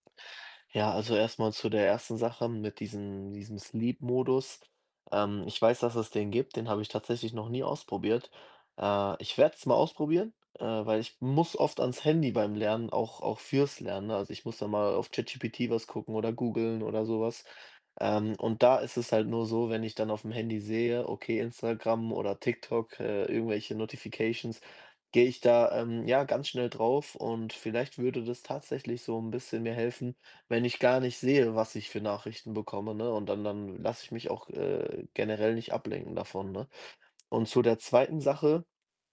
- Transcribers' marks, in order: in English: "Sleep"; in English: "Notifications"
- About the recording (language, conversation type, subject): German, advice, Warum fällt es dir bei der Arbeit oder beim Lernen schwer, dich zu konzentrieren?